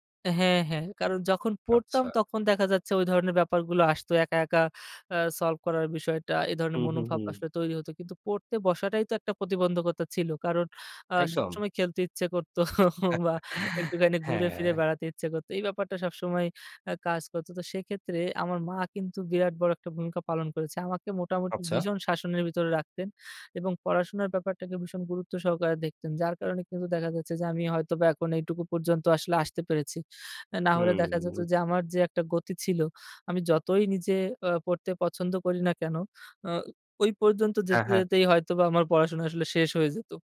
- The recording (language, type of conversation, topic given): Bengali, podcast, টিউটরিং নাকি নিজে শেখা—তুমি কোনটা পছন্দ করো?
- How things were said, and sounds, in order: laughing while speaking: "খেলতে ইচ্ছে করতো"; other background noise; laugh